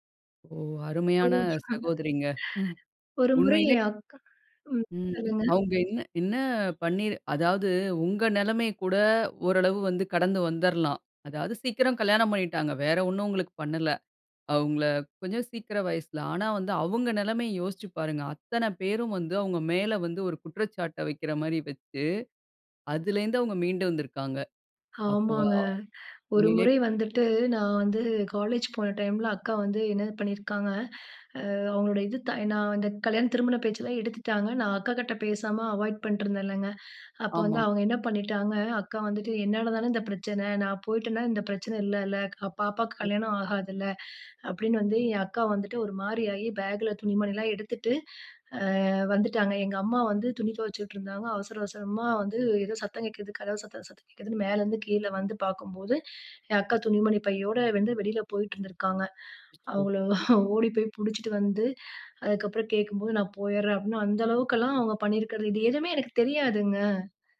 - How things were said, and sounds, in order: other background noise; chuckle; unintelligible speech; chuckle
- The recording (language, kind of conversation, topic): Tamil, podcast, மீண்டும் நம்பிக்கையை உருவாக்க எவ்வளவு காலம் ஆகும் என்று நீங்கள் நினைக்கிறீர்கள்?